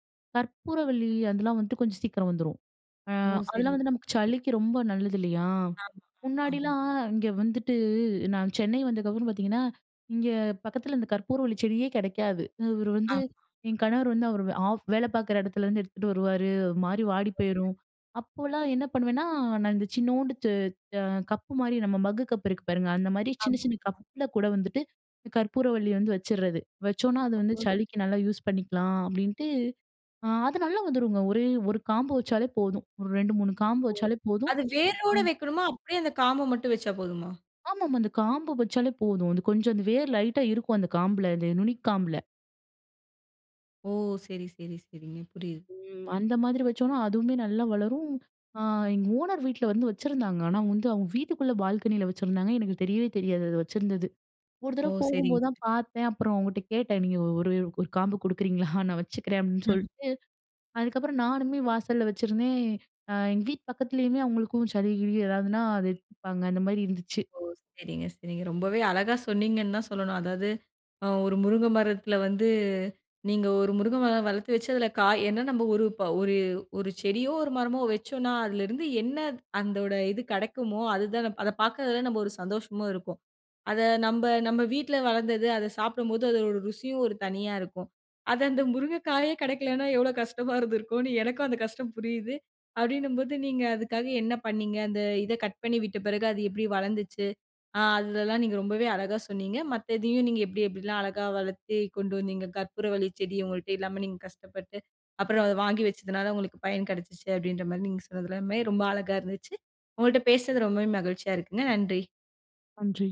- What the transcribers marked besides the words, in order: other background noise; unintelligible speech; in English: "ஓனர்"; chuckle
- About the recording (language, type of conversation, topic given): Tamil, podcast, குடும்பத்தில் பசுமை பழக்கங்களை எப்படித் தொடங்கலாம்?